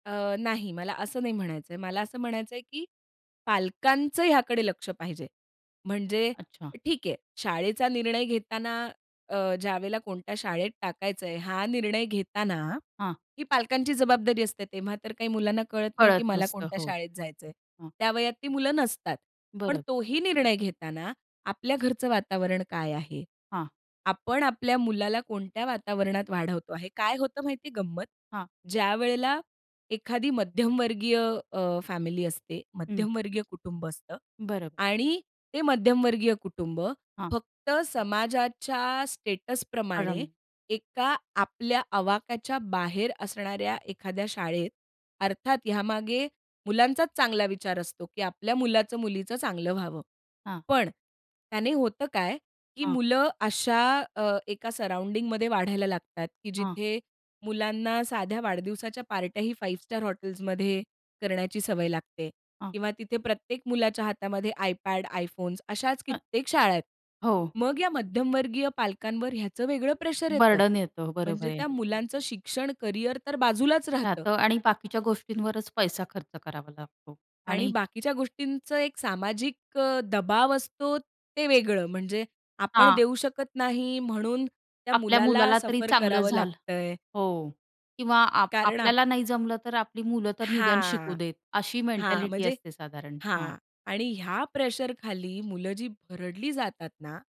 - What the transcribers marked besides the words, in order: other noise; in English: "स्टेटसप्रमाणे"; unintelligible speech; in English: "सराउंडिंगमध्ये"; in English: "बर्डन"; other background noise; in English: "सफर"; drawn out: "हां"
- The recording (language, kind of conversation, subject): Marathi, podcast, पालकांच्या करिअरविषयक अपेक्षा मुलांच्या करिअर निवडीवर कसा परिणाम करतात?